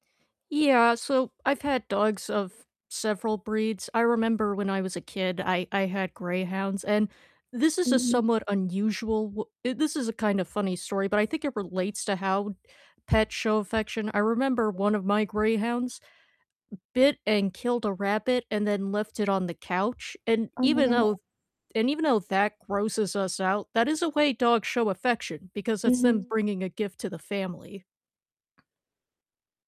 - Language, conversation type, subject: English, unstructured, How do pets show their owners that they love them?
- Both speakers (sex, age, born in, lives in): female, 20-24, United States, United States; female, 30-34, United States, United States
- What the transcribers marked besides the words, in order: static; distorted speech; tapping; other background noise